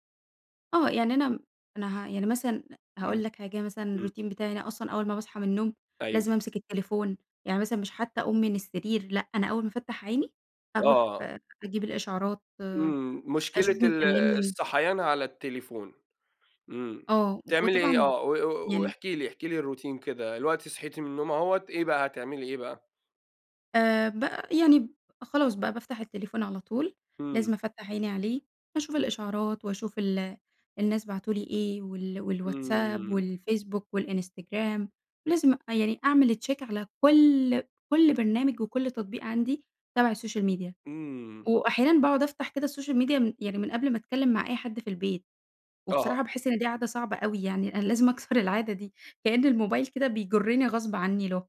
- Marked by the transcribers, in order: in English: "الروتين"; in English: "الروتين"; in English: "check"; in English: "الsocial media"; in English: "الsocial media"; unintelligible speech; other background noise; laughing while speaking: "العادة"
- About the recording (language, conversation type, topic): Arabic, podcast, إزاي الموبايل بيأثر على يومك؟